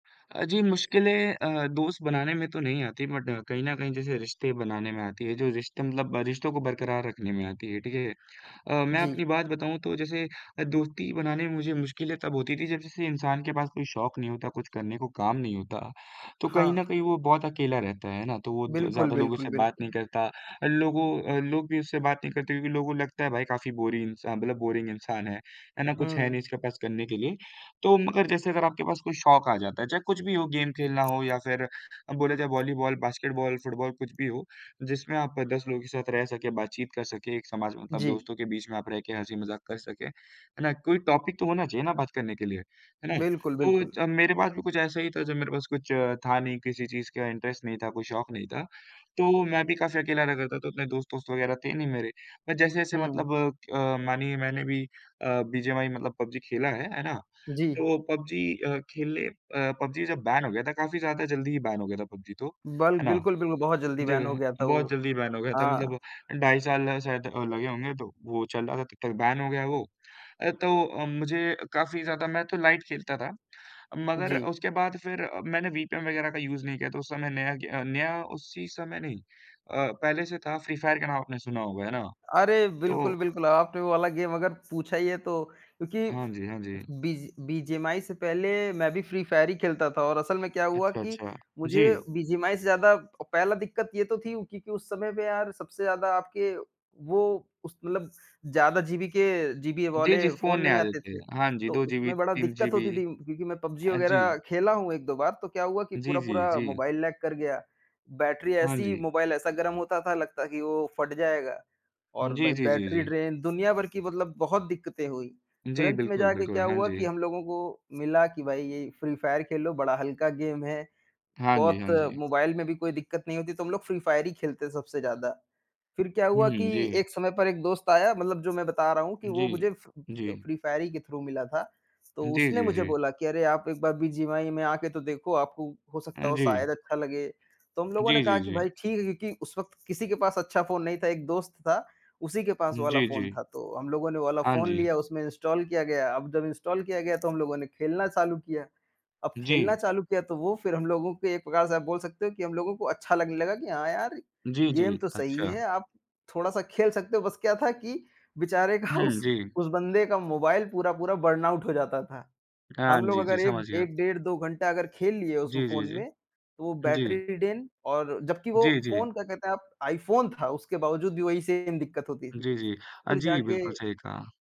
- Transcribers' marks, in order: in English: "बट"; in English: "बोरिंग"; in English: "गेम"; in English: "टॉपिक"; in English: "इंटरेस्ट"; in English: "बैन"; in English: "बैन"; in English: "बैन"; in English: "बैन"; in English: "बैन"; in English: "लाइट"; in English: "यूज़"; in English: "गेम"; in English: "लैग"; in English: "ड्रेन"; in English: "गेम"; in English: "थ्रू"; in English: "गेम"; laughing while speaking: "का"; in English: "बर्नआउट"; other background noise; in English: "ड्रेन"; in English: "सेम"
- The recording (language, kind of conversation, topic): Hindi, unstructured, क्या आपके शौक ने आपको नए दोस्त बनाने में मदद की है?